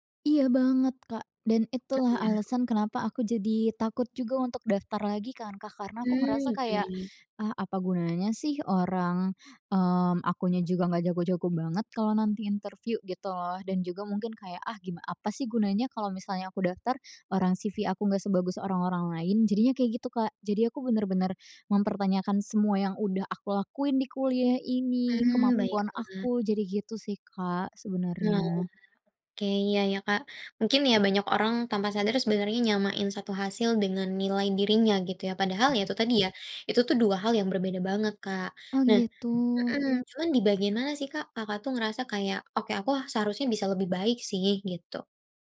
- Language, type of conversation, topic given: Indonesian, advice, Bagaimana caranya menjadikan kegagalan sebagai pelajaran untuk maju?
- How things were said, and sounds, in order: tapping; other background noise; in English: "C-V"